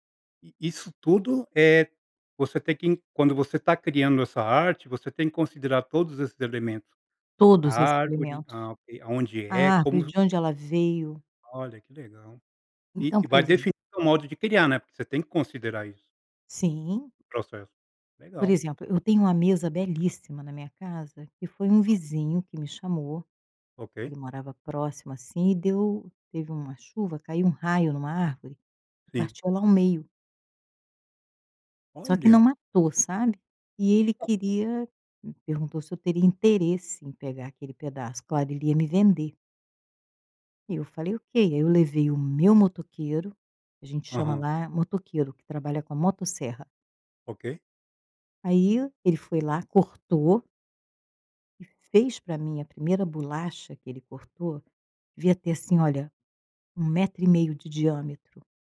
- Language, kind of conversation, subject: Portuguese, podcast, Você pode me contar uma história que define o seu modo de criar?
- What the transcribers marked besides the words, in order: other background noise; tapping